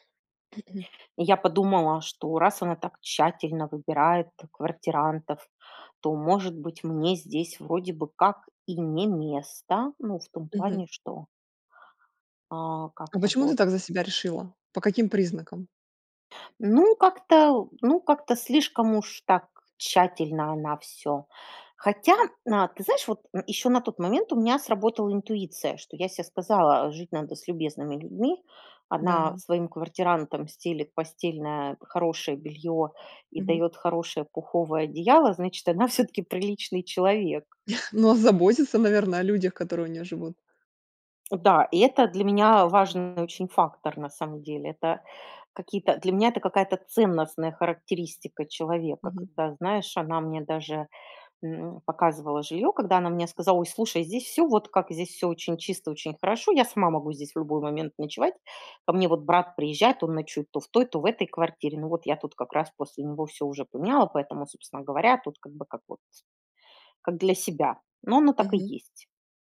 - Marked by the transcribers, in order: throat clearing; laughing while speaking: "всё-таки"; tapping; chuckle
- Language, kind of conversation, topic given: Russian, podcast, Расскажи о месте, где ты чувствовал(а) себя чужим(ой), но тебя приняли как своего(ю)?